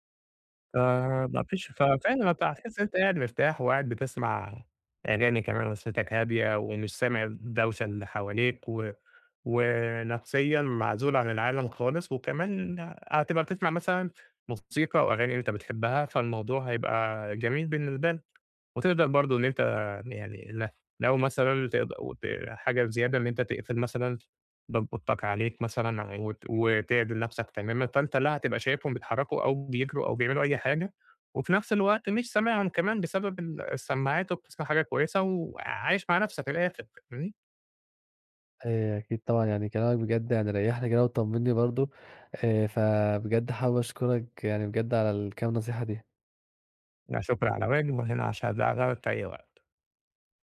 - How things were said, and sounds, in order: tapping; unintelligible speech
- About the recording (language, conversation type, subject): Arabic, advice, إزاي أقدر أسترخى في البيت مع الدوشة والمشتتات؟